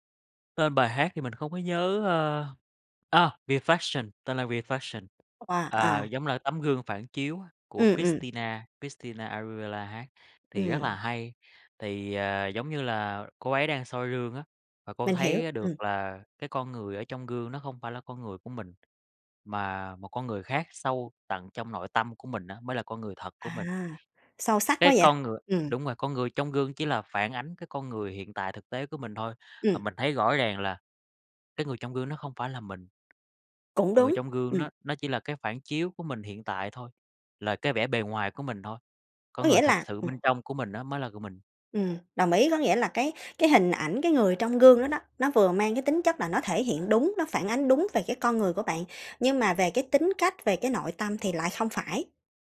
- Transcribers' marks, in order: tapping; other noise
- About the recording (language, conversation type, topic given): Vietnamese, podcast, Bài hát nào bạn thấy như đang nói đúng về con người mình nhất?